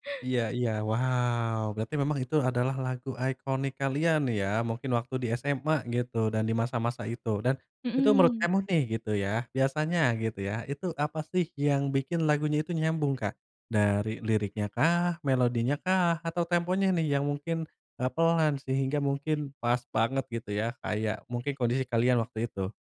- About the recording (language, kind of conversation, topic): Indonesian, podcast, Pernahkah ada satu lagu yang terasa sangat nyambung dengan momen penting dalam hidupmu?
- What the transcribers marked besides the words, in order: none